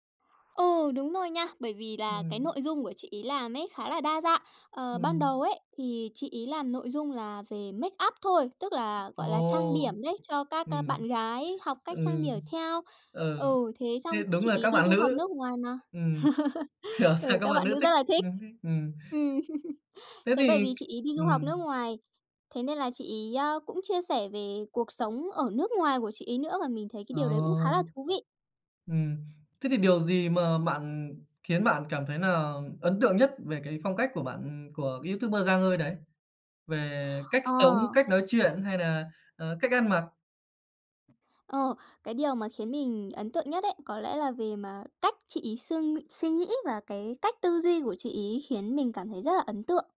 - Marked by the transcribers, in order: tapping; in English: "makeup"; laughing while speaking: "sao"; laugh
- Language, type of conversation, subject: Vietnamese, podcast, Ai là biểu tượng phong cách mà bạn ngưỡng mộ nhất?